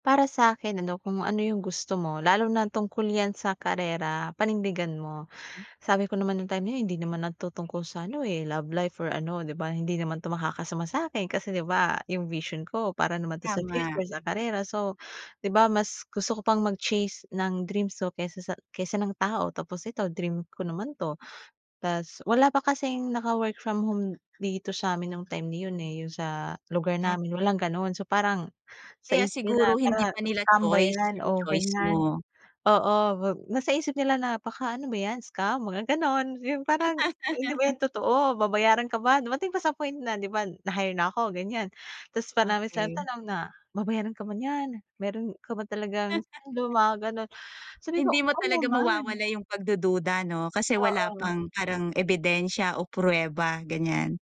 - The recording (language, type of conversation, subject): Filipino, podcast, Paano mo nilalampasan ang panggigipit mula sa pamilya o mga kaibigan tungkol sa mga desisyon mo?
- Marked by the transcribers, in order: bird; other background noise; laugh; laugh